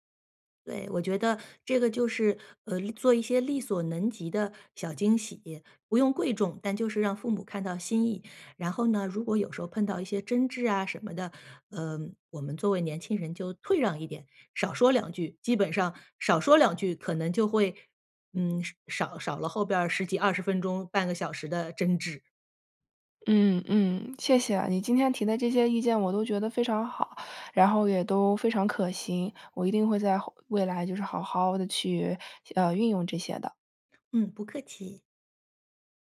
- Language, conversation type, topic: Chinese, advice, 我们怎样改善家庭的沟通习惯？
- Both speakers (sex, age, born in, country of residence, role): female, 18-19, United States, United States, user; female, 40-44, China, United States, advisor
- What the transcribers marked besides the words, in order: none